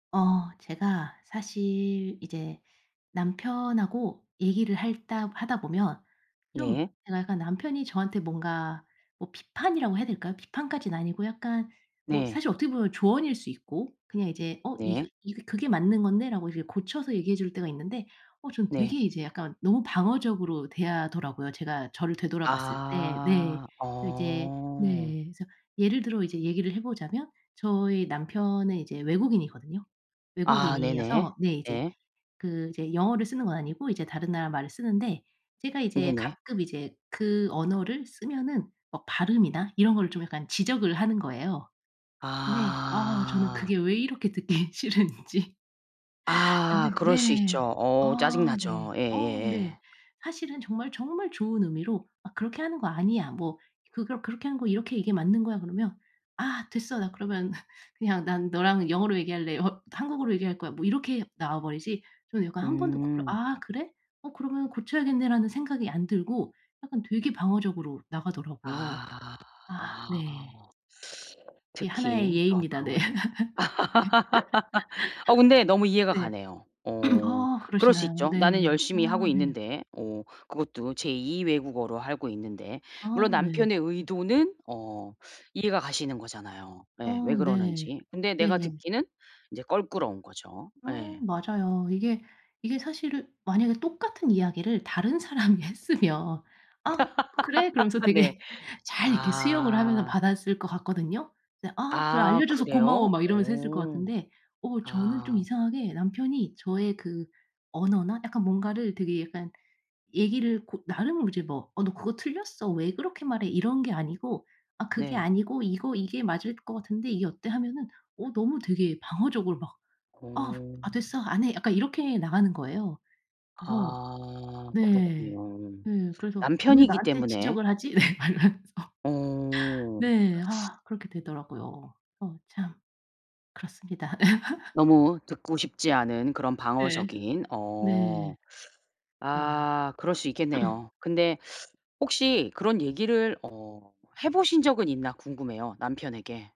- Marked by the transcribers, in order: laughing while speaking: "듣기 싫은지. 아 네"; tapping; laugh; laughing while speaking: "네. 네"; laugh; throat clearing; laughing while speaking: "사람이 했으면"; laugh; laughing while speaking: "네"; other background noise; laughing while speaking: "네 막 이러면서"; laugh; unintelligible speech; throat clearing
- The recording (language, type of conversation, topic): Korean, advice, 비판을 들을 때 방어적으로 반응하는 습관을 어떻게 고칠 수 있을까요?